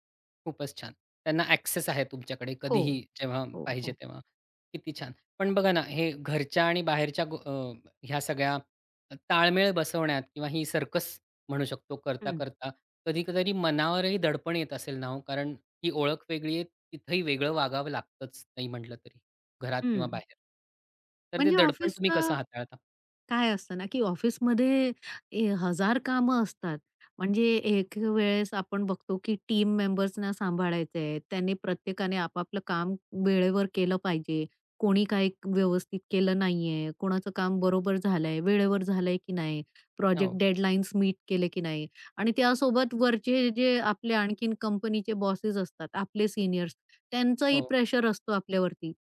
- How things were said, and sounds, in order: in English: "अ‍ॅक्सेस"; in English: "टीम"
- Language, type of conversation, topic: Marathi, podcast, घरी आणि बाहेर वेगळी ओळख असल्यास ती तुम्ही कशी सांभाळता?